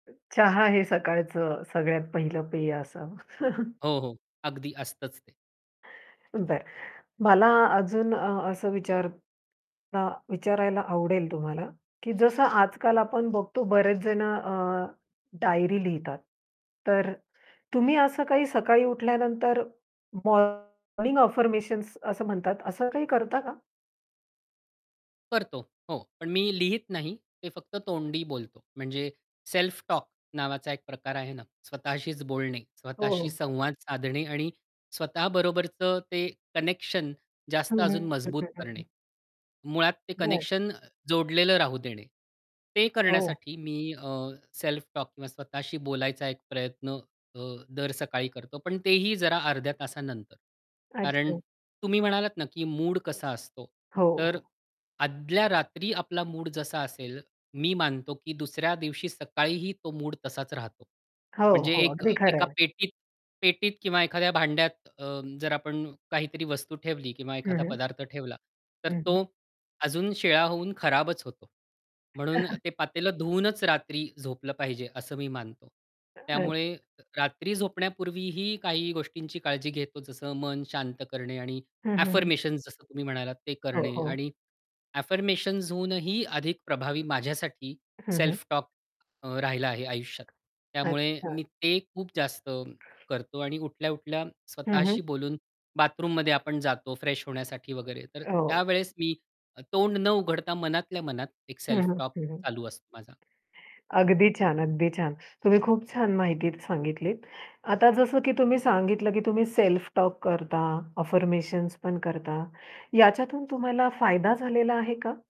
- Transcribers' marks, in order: other background noise; chuckle; tapping; distorted speech; in English: "अफर्मेशन"; in English: "सेल्फ टॉक"; unintelligible speech; in English: "सेल्फ टॉक"; chuckle; unintelligible speech; in English: "ॲफर्मेशन"; in English: "ॲफर्मेशन्स"; in English: "सेल्फ टॉक"; in English: "फ्रेश"; in English: "सेल्फ टॉक"; in English: "सेल्फ टॉक"; in English: "अफर्मेशन्स"
- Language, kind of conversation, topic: Marathi, podcast, सकाळी उठल्यावर तुम्ही सर्वप्रथम काय करता?